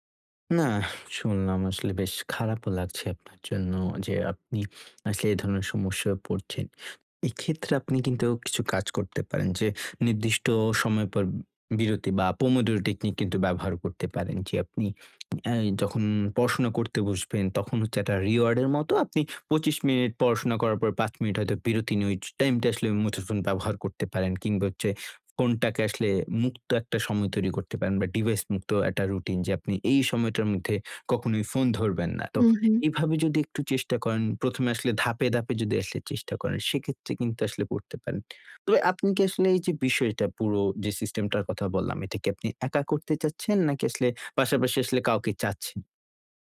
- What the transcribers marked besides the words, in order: in English: "pomodoro technique"; tapping; in English: "reward"
- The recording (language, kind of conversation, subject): Bengali, advice, সোশ্যাল মিডিয়ার ব্যবহার সীমিত করে আমি কীভাবে মনোযোগ ফিরিয়ে আনতে পারি?